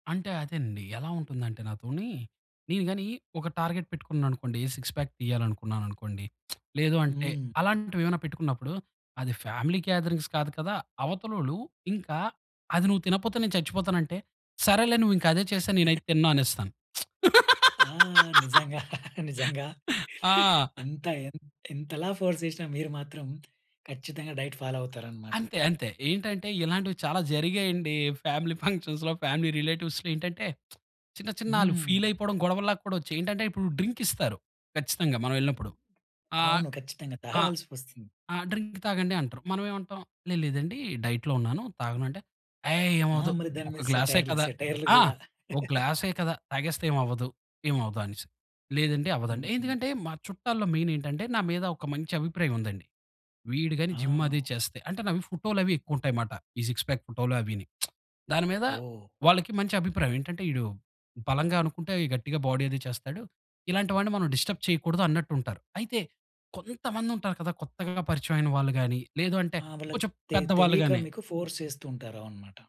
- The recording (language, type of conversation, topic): Telugu, podcast, రుచిని పెంచే చిన్న చిట్కాలు ఏవైనా చెప్పగలవా?
- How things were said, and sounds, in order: in English: "టార్గెట్"; in English: "సిక్స్ పాక్"; other background noise; lip smack; in English: "ఫ్యామిలీ గేదరింగ్స్"; giggle; giggle; lip smack; laugh; in English: "ఫోర్స్"; in English: "డైట్ ఫాలో"; in English: "ఫ్యామిలీ ఫంక్షన్స్‌లో ఫ్యామిలీ రిలేటివ్స్‌లో"; lip smack; in English: "ఫీల్"; in English: "డ్రింక్"; in English: "డ్రింక్"; in English: "డైట్‌లో"; giggle; in English: "మెయిన్"; in English: "జిమ్"; in English: "సిక్స్ పాక్"; lip smack; in English: "బాడీ"; in English: "డిస్టర్బ్"; in English: "ఫోర్స్"